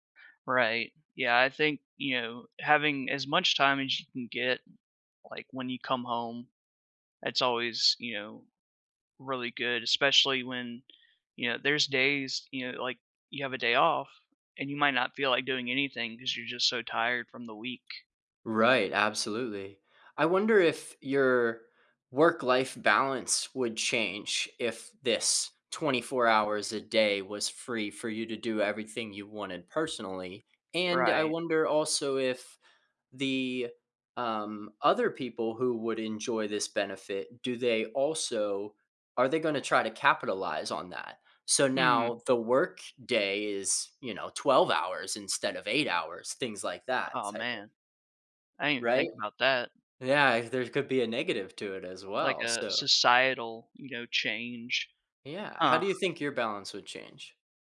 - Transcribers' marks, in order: other background noise; tapping
- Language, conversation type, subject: English, unstructured, How would you prioritize your day without needing to sleep?
- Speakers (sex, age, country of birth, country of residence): male, 30-34, United States, United States; male, 35-39, United States, United States